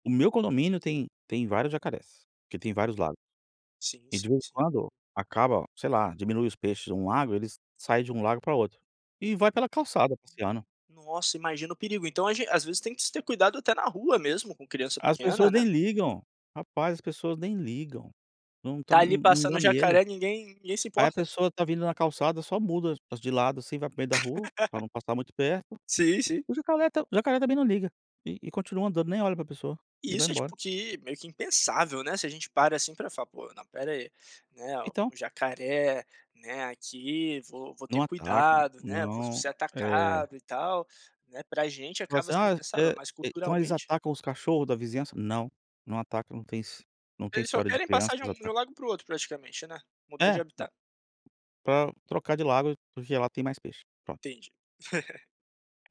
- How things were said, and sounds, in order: tapping; laugh; laugh
- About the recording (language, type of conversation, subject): Portuguese, podcast, Você prefere o mar, o rio ou a mata, e por quê?